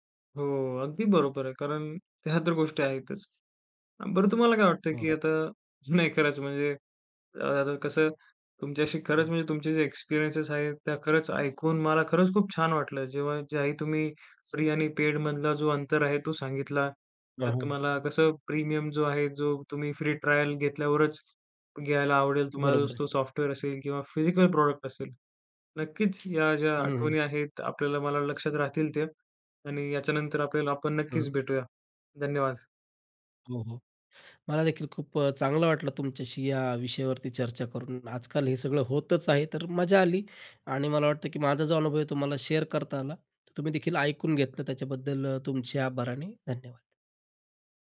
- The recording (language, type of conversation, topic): Marathi, podcast, तुम्ही विनामूल्य आणि सशुल्क साधनांपैकी निवड कशी करता?
- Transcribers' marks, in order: laughing while speaking: "नाही करायचं?"; in English: "पेडमधला"; in English: "प्रीमियम"; in English: "प्रॉडक्ट"; tapping; other background noise; in English: "शेअर"